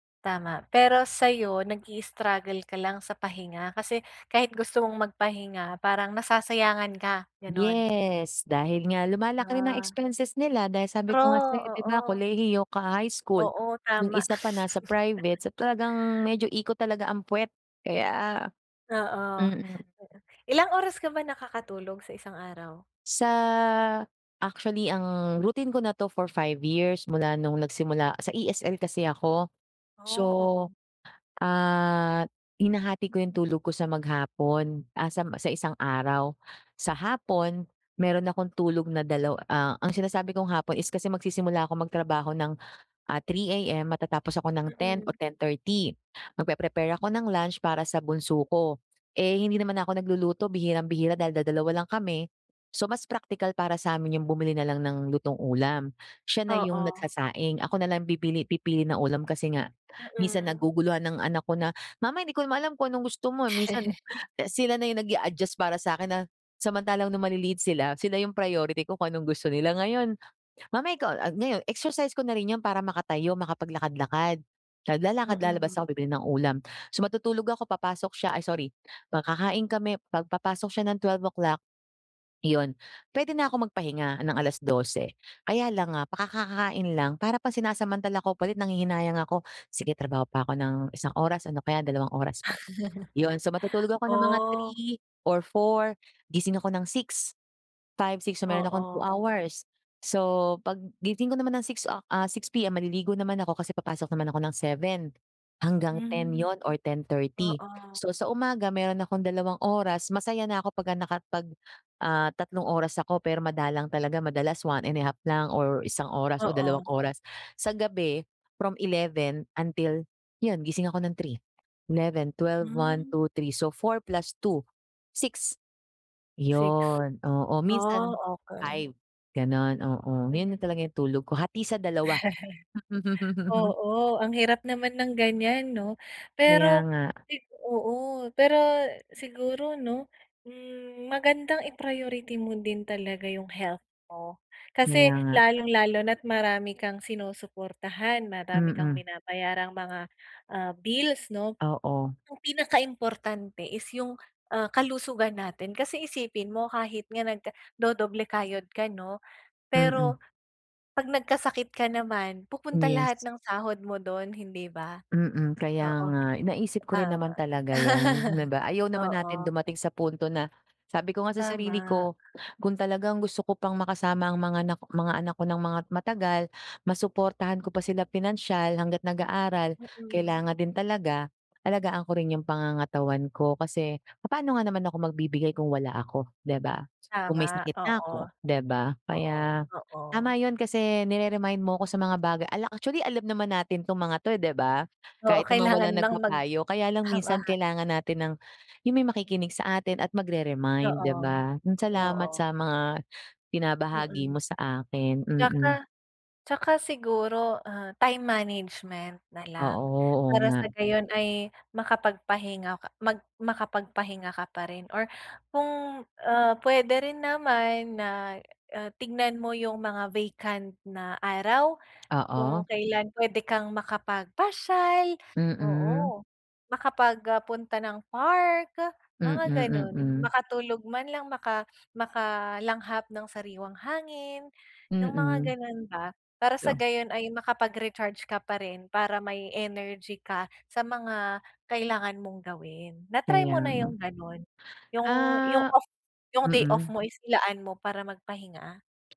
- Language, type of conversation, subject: Filipino, advice, Paano ko uunahin ang pahinga kahit abala ako?
- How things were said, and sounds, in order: giggle; put-on voice: "Mama hindi ko naman alam kung anong gusto mo"; chuckle; put-on voice: "Mama ikaw"; giggle; tapping; chuckle; giggle; chuckle; laughing while speaking: "tama"; sniff; unintelligible speech